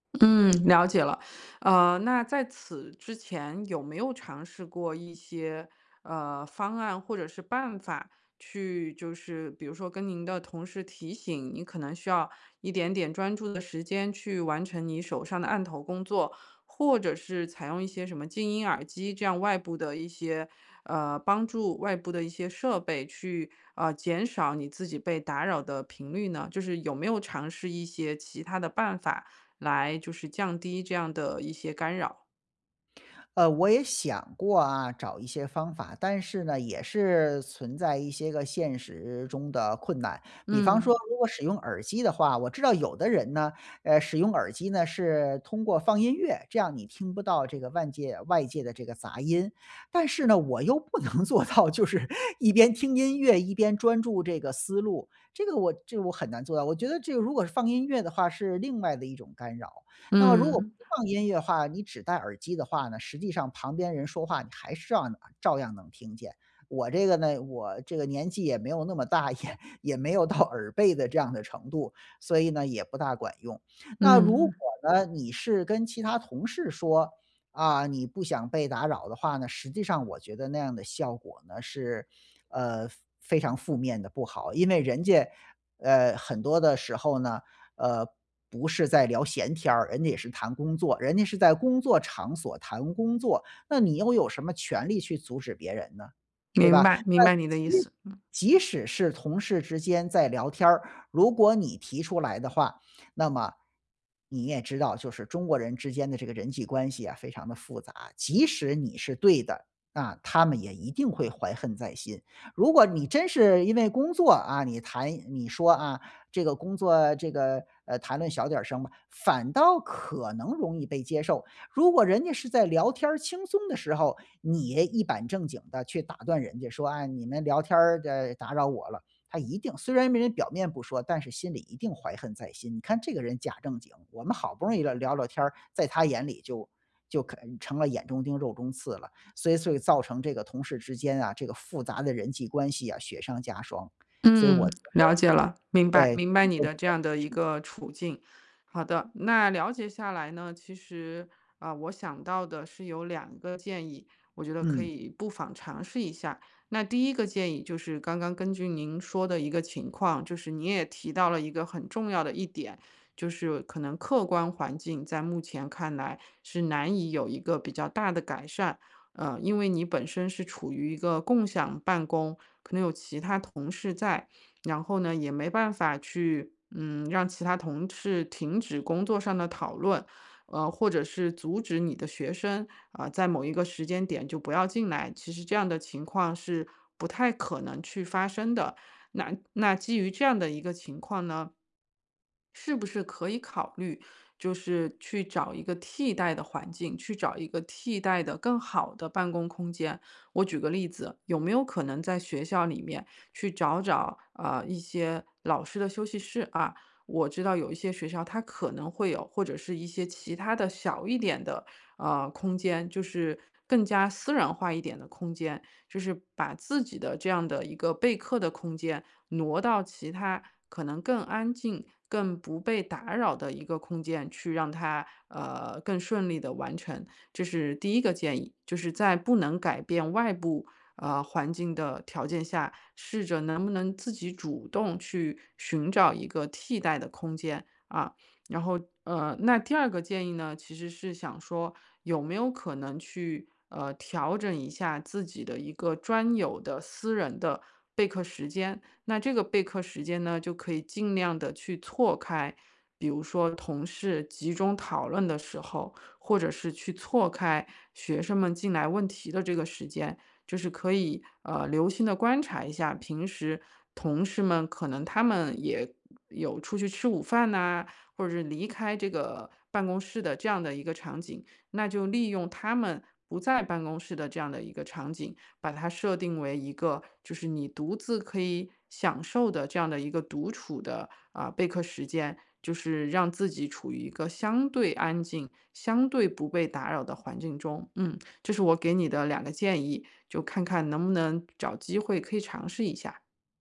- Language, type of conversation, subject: Chinese, advice, 在开放式办公室里总被同事频繁打断，我该怎么办？
- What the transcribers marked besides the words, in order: laughing while speaking: "不能做到就是"; laughing while speaking: "也 也没有到"